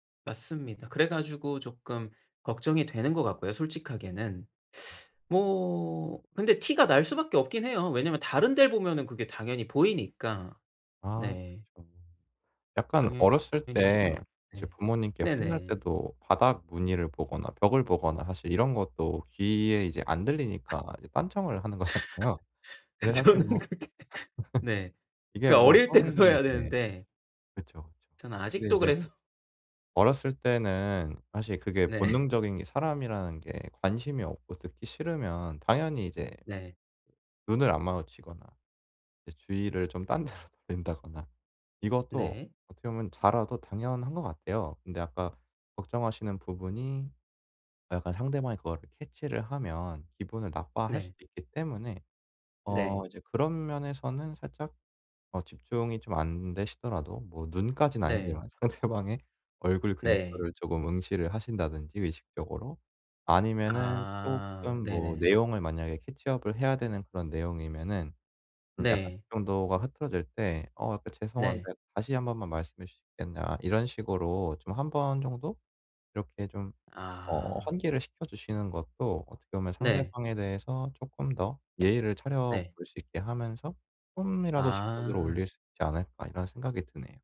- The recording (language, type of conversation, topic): Korean, advice, 대화 중에 집중이 잘 안 될 때 어떻게 하면 집중을 유지할 수 있나요?
- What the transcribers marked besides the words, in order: teeth sucking; laugh; laughing while speaking: "그 정도는 그렇게"; other background noise; laughing while speaking: "거잖아요"; laugh; laughing while speaking: "때 그래야"; laughing while speaking: "그래서"; laughing while speaking: "네"; laughing while speaking: "데로 돌린다거나"; laughing while speaking: "상대방의"; in English: "캐치 업을"